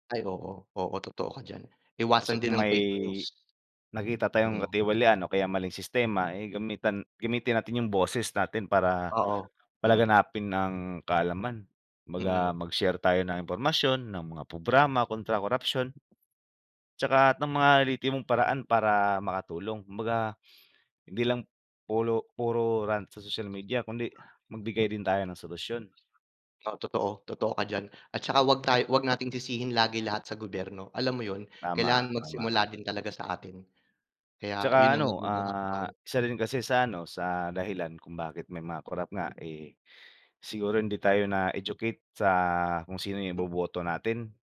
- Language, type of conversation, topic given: Filipino, unstructured, Paano natin dapat harapin ang korapsyon sa bansa?
- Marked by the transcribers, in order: tapping; other background noise